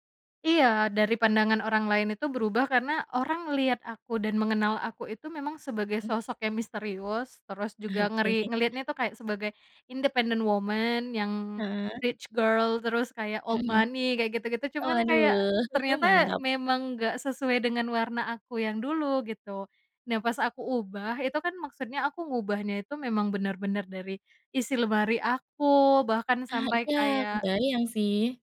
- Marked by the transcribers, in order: laughing while speaking: "Oke"; other background noise; in English: "independent woman"; in English: "rich girl"; in English: "old money"; chuckle
- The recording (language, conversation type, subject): Indonesian, podcast, Bagaimana kamu memilih pakaian untuk menunjukkan jati dirimu yang sebenarnya?